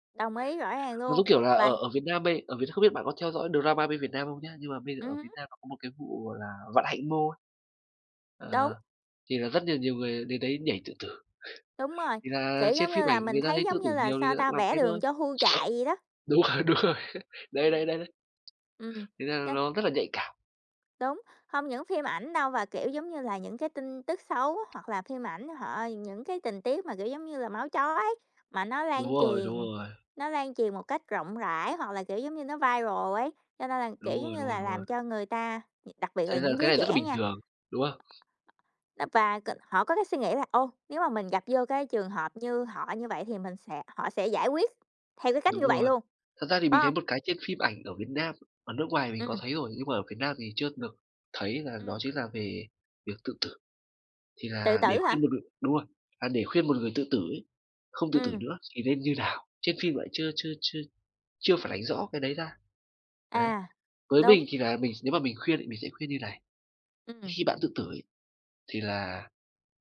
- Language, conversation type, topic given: Vietnamese, unstructured, Bạn có lo rằng phim ảnh đang làm gia tăng sự lo lắng và sợ hãi trong xã hội không?
- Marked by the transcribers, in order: tapping; in English: "drama"; chuckle; other noise; laughing while speaking: "Đúng rồi, đúng rồi"; in English: "viral"; other background noise